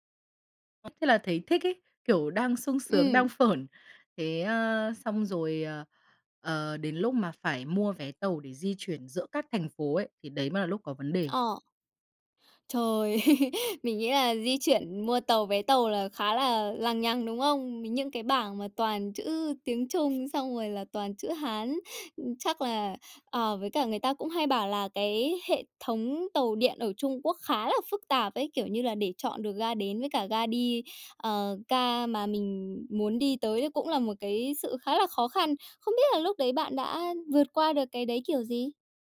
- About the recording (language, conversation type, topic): Vietnamese, podcast, Bạn có thể kể về một sai lầm khi đi du lịch và bài học bạn rút ra từ đó không?
- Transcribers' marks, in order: other background noise; laughing while speaking: "phởn"; tapping; laugh